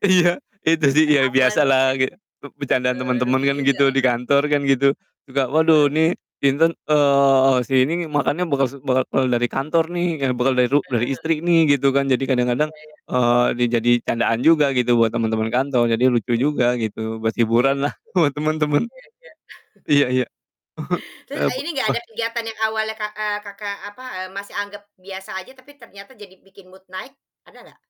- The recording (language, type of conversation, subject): Indonesian, unstructured, Apa kegiatan sederhana yang bisa membuat harimu jadi lebih baik?
- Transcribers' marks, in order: laughing while speaking: "Iya"; distorted speech; unintelligible speech; chuckle; laughing while speaking: "Buat temen-temen"; chuckle; in English: "mood"